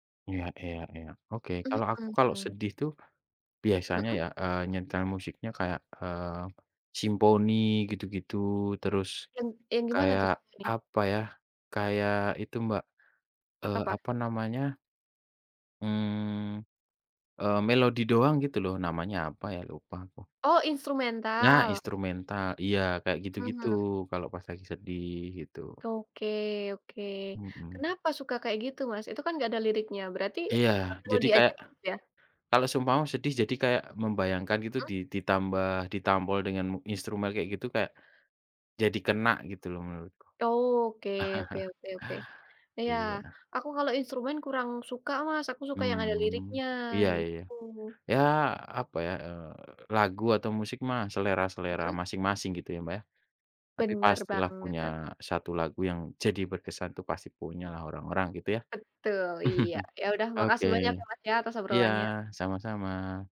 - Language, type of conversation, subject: Indonesian, unstructured, Apa yang membuat sebuah lagu terasa berkesan?
- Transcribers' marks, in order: unintelligible speech; chuckle; chuckle